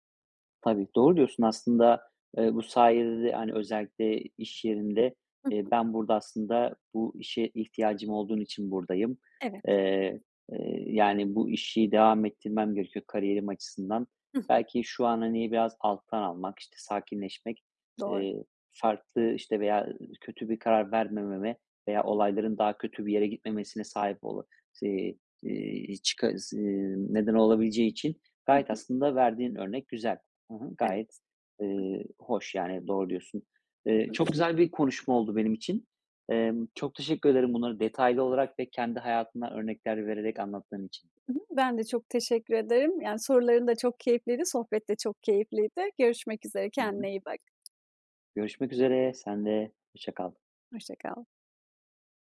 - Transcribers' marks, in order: other background noise; tapping
- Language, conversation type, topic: Turkish, podcast, Çatışma çıktığında nasıl sakin kalırsın?